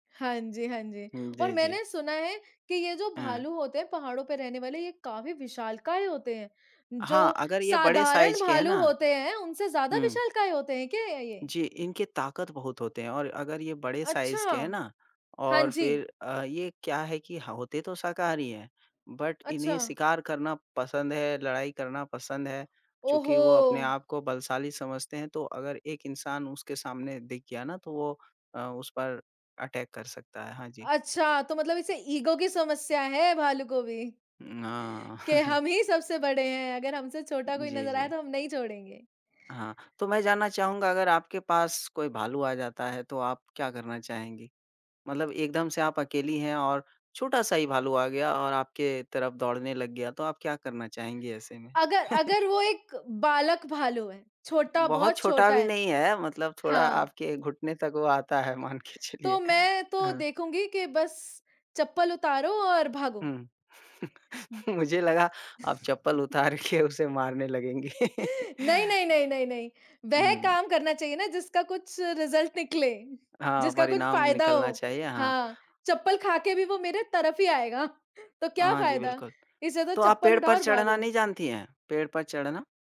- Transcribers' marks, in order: tapping; in English: "साइज़"; in English: "साइज़"; in English: "बट"; in English: "अटैक"; in English: "ईगो"; chuckle; chuckle; laughing while speaking: "मान के"; chuckle; laughing while speaking: "मुझे लगा"; other noise; chuckle; laughing while speaking: "के"; chuckle; laugh; in English: "रिज़ल्ट"
- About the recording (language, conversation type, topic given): Hindi, unstructured, यात्रा के दौरान आपको कौन-सी यादें सबसे खास लगती हैं?